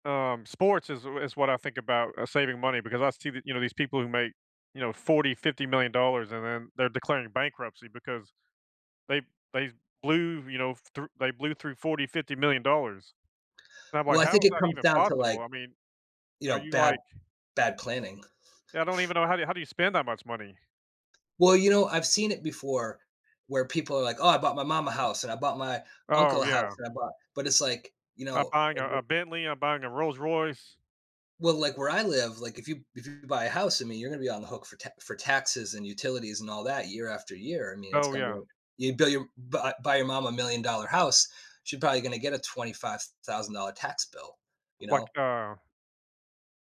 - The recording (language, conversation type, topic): English, unstructured, What habits or strategies help you stick to your savings goals?
- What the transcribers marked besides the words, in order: chuckle; tapping; other background noise